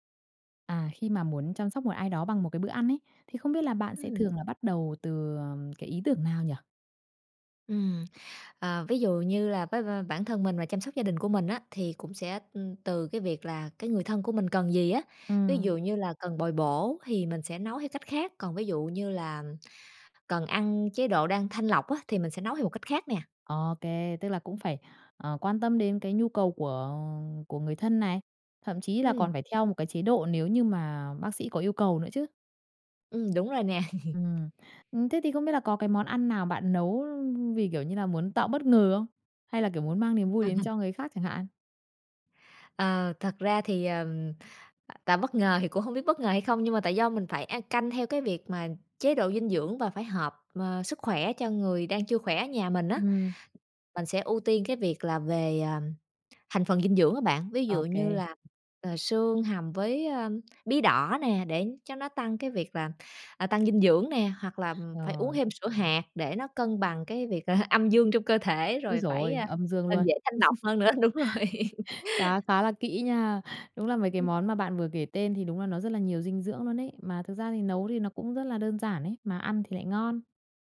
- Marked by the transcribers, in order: tapping; other background noise; laugh; chuckle; laugh; laughing while speaking: "Đúng rồi"
- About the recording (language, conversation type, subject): Vietnamese, podcast, Bạn thường nấu món gì khi muốn chăm sóc ai đó bằng một bữa ăn?